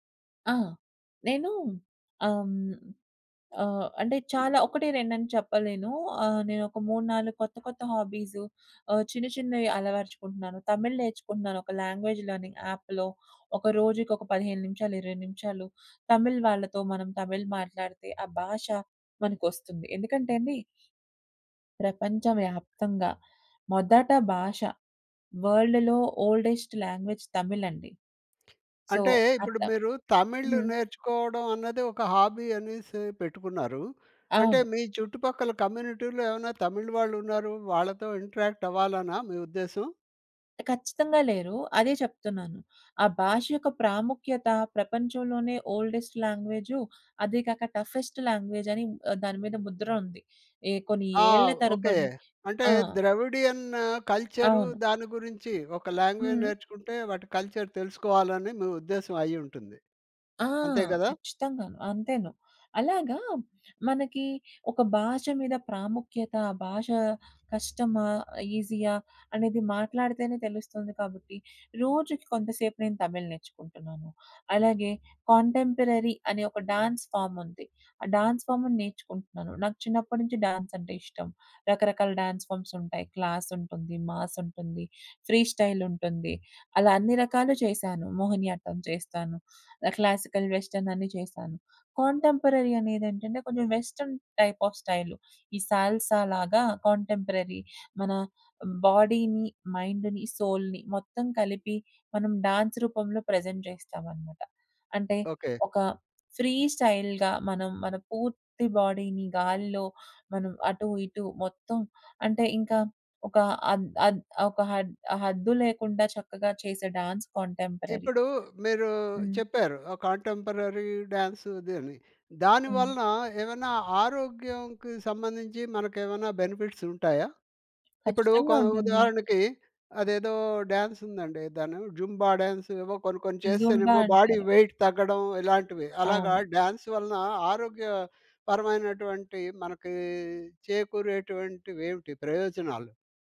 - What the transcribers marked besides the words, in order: in English: "లాంగ్వేజ్ లెర్నింగ్ యాప్‌లో"; other background noise; in English: "వరల్డ్‌లో ఓల్డెస్ట్ లాంగ్వేజ్"; tapping; in English: "సో"; in English: "హాబీ"; in English: "కమ్యూనిటీలో"; in English: "ఇంటరాక్ట్"; in English: "ఓల్డెస్ట్"; in English: "టఫెస్ట్ లాంగ్వేజ్"; in English: "లాంగ్వేజ్"; in English: "కల్చర్"; in English: "కాంటెంపరరీ"; in English: "డాన్స్ ఫార్మ్"; in English: "డాన్స్ ఫార్మ్‌ని"; in English: "డాన్స్"; in English: "డాన్స్ ఫార్మ్స్"; in English: "క్లాస్"; in English: "మాస్"; in English: "ఫ్రీస్టైల్"; in English: "క్లాసికల్ వెస్ట్రన్"; in English: "కాంటెంపరరీ"; in English: "వెస్ట్రన్ టైప్ ఆఫ్"; in English: "సాల్సాలాగా కాంటెంపరరీ"; in English: "బాడీని, మైండ్‌ని, సోల్‌ని"; in English: "డాన్స్"; in English: "ప్రజెంట్"; in English: "ఫ్రీ స్టైల్‌గా"; in English: "బాడీని"; in English: "డాన్స్ కాంటెంపరరీ"; in English: "కాంటెంపరరీ డ్యాన్స్"; in English: "బెనిఫిట్స్"; in English: "డ్యాన్స్"; in English: "జుంబా డ్యాన్స్"; in English: "జుంబా"; in English: "బాడీ వెయిట్"; in English: "డ్యాన్స్"
- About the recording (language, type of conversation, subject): Telugu, podcast, రోజుకు కొన్ని నిమిషాలే కేటాయించి ఈ హాబీని మీరు ఎలా అలవాటు చేసుకున్నారు?